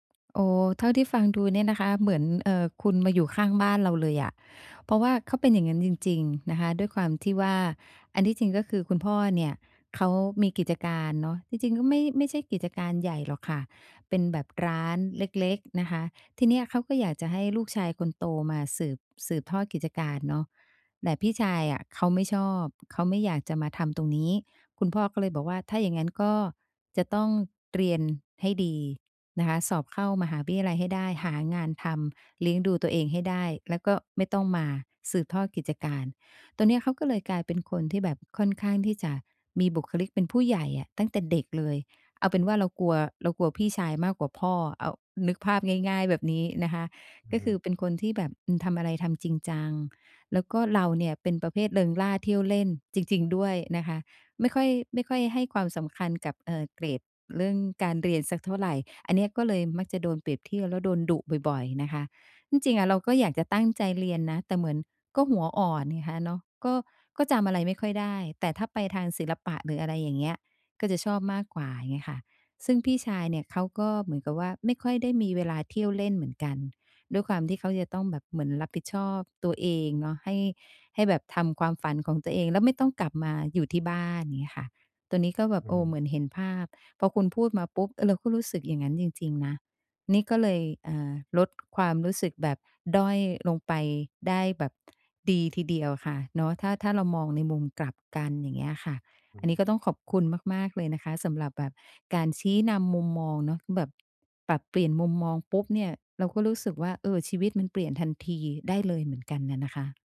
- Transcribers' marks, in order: none
- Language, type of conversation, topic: Thai, advice, ฉันจะหลีกเลี่ยงการเปรียบเทียบตัวเองกับเพื่อนและครอบครัวได้อย่างไร
- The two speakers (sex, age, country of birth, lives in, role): female, 50-54, Thailand, Thailand, user; male, 35-39, Thailand, Thailand, advisor